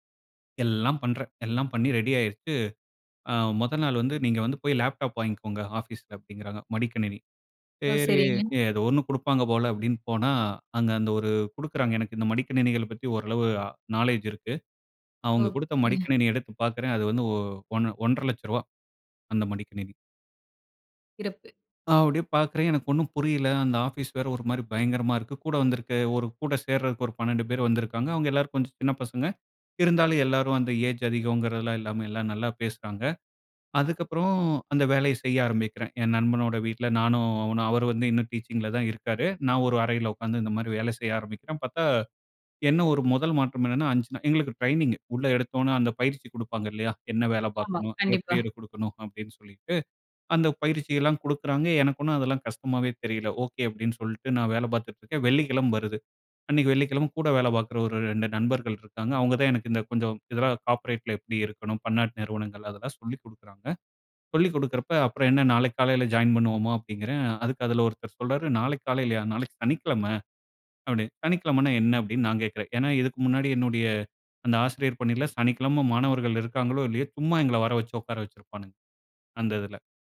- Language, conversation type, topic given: Tamil, podcast, ஒரு வேலை அல்லது படிப்பு தொடர்பான ஒரு முடிவு உங்கள் வாழ்க்கையை எவ்வாறு மாற்றியது?
- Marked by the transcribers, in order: in English: "நாலேட்ஜ்"; in English: "ஏஜ்"; in English: "டீச்சிங்ல"; in English: "ட்ரெய்னிங்"; "உடனே" said as "ஒன்ன"; in English: "கார்ப்பரேட்ல"